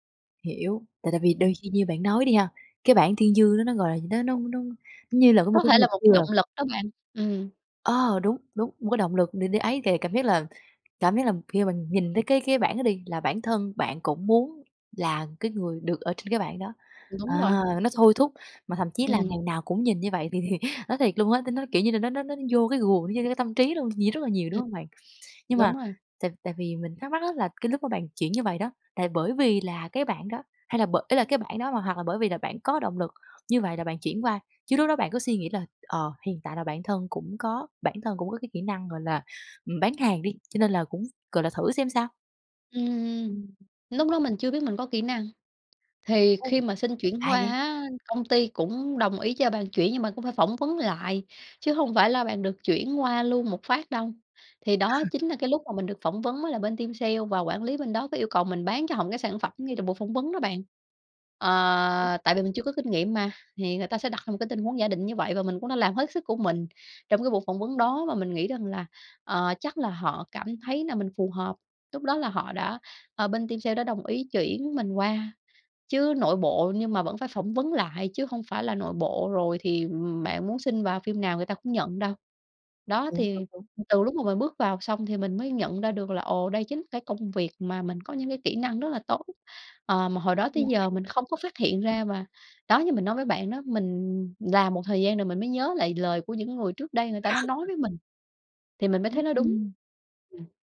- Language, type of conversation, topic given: Vietnamese, podcast, Bạn biến kỹ năng thành cơ hội nghề nghiệp thế nào?
- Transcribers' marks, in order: tapping; other background noise; laughing while speaking: "thì"; laugh; in English: "team"; unintelligible speech; in English: "team"; unintelligible speech; laugh